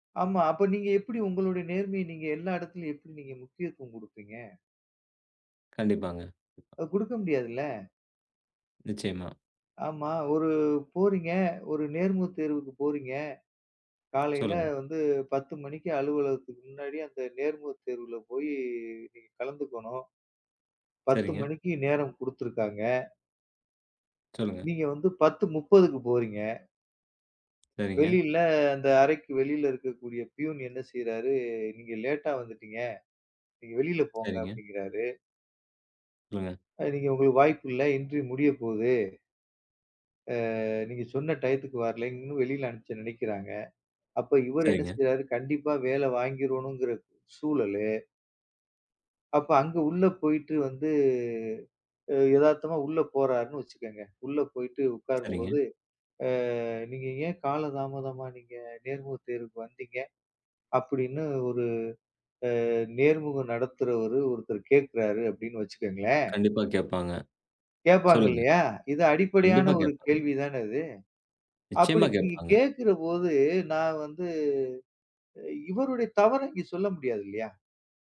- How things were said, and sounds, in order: other noise; in English: "பியூன்"; in English: "லேட்டா"; in another language: "இன்ட்ரி"; "இன்டர்வியூ" said as "இன்ட்ரி"; drawn out: "ஆ, ஆ"; "அனுப்ப" said as "அனுப்ச"; drawn out: "வந்து"; drawn out: "ஆ"; drawn out: "வந்து"
- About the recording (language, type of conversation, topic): Tamil, podcast, நேர்மை நம்பிக்கையை உருவாக்குவதில் எவ்வளவு முக்கியம்?